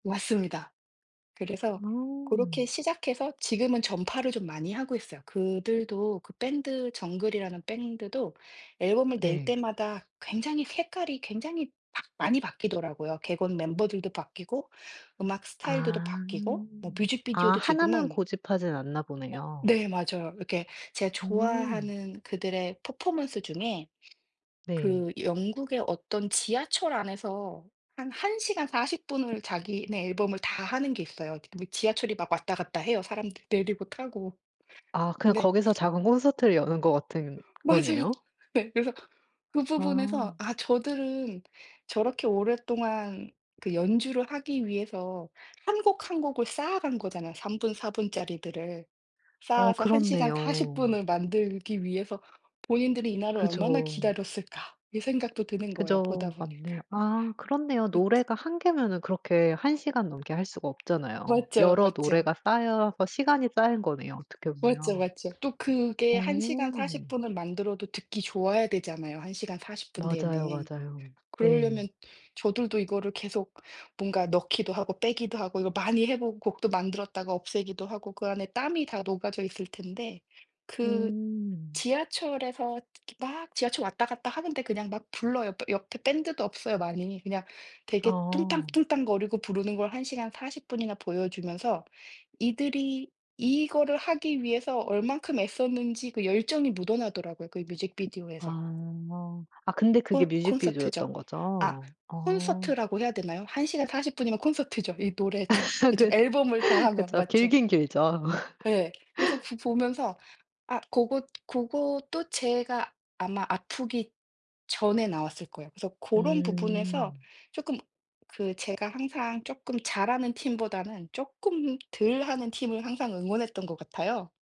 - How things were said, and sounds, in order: other background noise; tapping; laugh; laugh
- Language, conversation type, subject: Korean, podcast, 음악으로 위로받았던 경험을 들려주실 수 있나요?
- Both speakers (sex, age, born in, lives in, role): female, 35-39, United States, United States, host; female, 40-44, South Korea, United States, guest